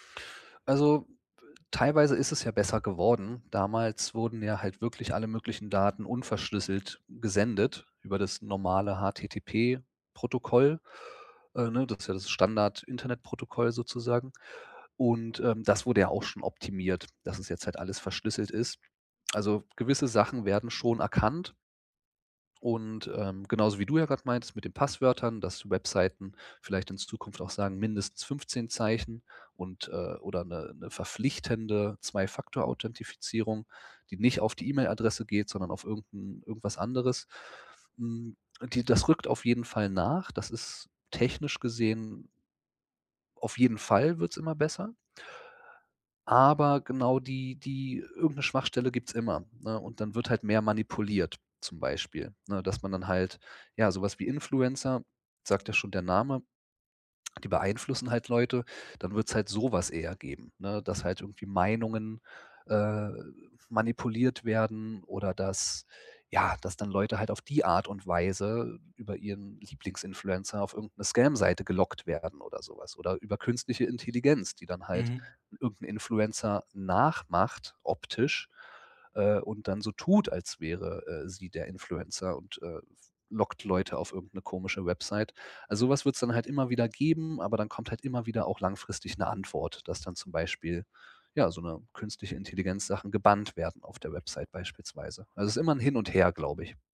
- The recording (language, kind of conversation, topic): German, podcast, Wie schützt du deine privaten Daten online?
- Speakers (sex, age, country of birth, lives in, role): male, 25-29, Germany, Germany, host; male, 35-39, Germany, Germany, guest
- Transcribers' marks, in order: in English: "Influencer"; in English: "Influencer"; in English: "Scam"; in English: "Influencer"; in English: "Influencer"